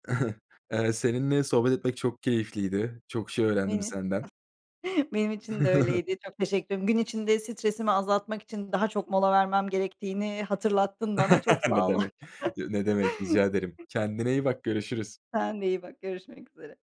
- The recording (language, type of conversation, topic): Turkish, podcast, Gün içinde stresini azaltmak için ne tür molalar verirsin?
- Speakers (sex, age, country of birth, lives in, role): female, 45-49, Turkey, Netherlands, guest; male, 25-29, Turkey, Germany, host
- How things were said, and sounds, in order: chuckle; unintelligible speech; chuckle; laugh; chuckle; other noise